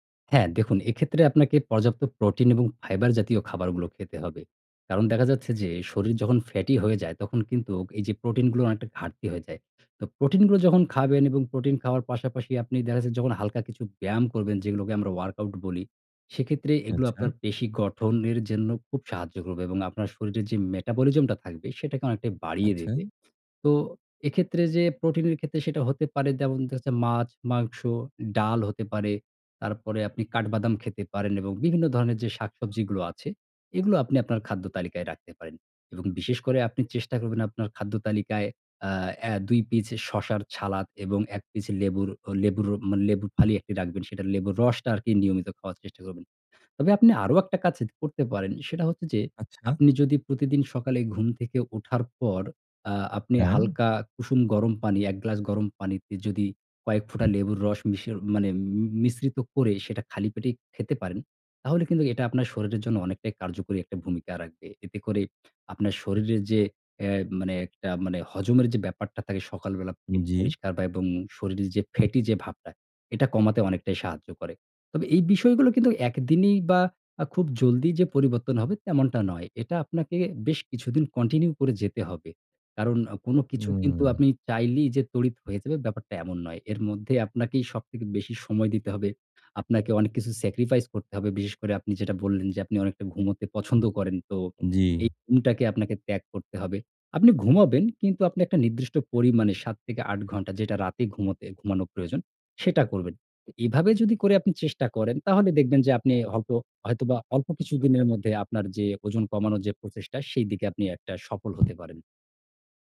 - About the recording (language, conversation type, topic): Bengali, advice, ওজন কমানোর জন্য চেষ্টা করেও ফল না পেলে কী করবেন?
- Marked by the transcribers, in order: in English: "fiber"; in English: "workout"; in English: "metabolism"; "যেমন" said as "দেমন"; other background noise; "সালাদ" said as "ছালাদ"; "শরীর" said as "শরীল"; tapping